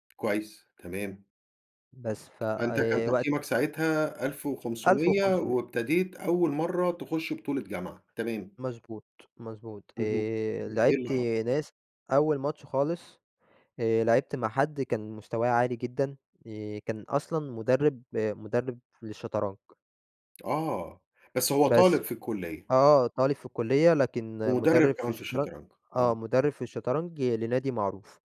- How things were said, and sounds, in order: none
- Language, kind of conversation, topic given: Arabic, podcast, إيه أكبر تحدّي واجهك في هوايتك؟